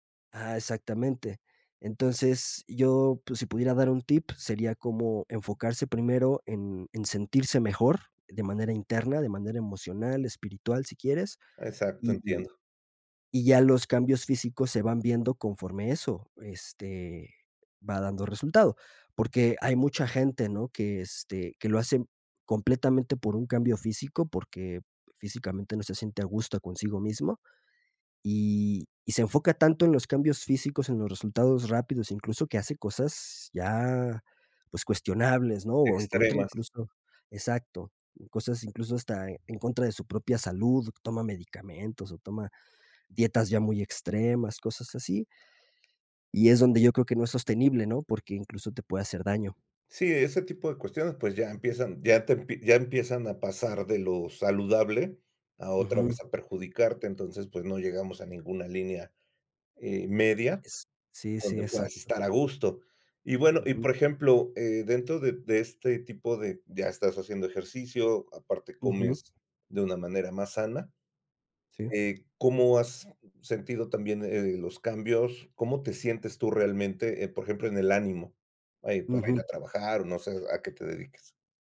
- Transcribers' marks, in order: none
- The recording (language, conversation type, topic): Spanish, podcast, ¿Qué pequeños cambios han marcado una gran diferencia en tu salud?